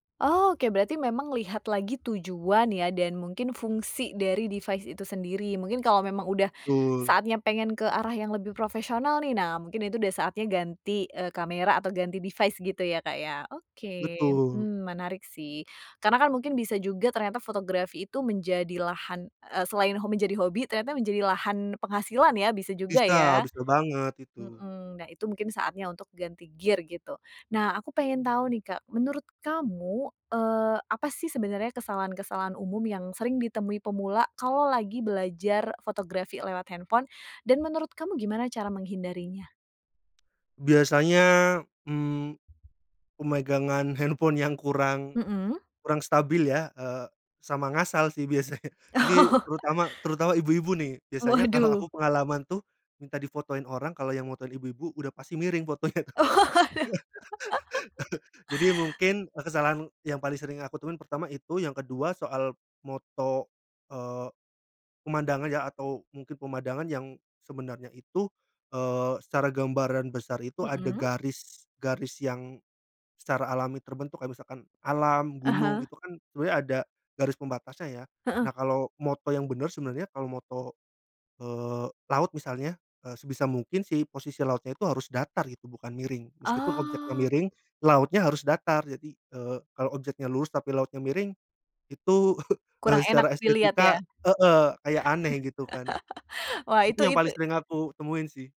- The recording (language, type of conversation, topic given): Indonesian, podcast, Bagaimana Anda mulai belajar fotografi dengan ponsel pintar?
- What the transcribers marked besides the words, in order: in English: "device"; in English: "device"; in English: "gear"; laughing while speaking: "biasanya"; laugh; laughing while speaking: "kalo aku"; laugh; "foto" said as "moto"; "foto" said as "moto"; "foto" said as "moto"; laughing while speaking: "eee"; laugh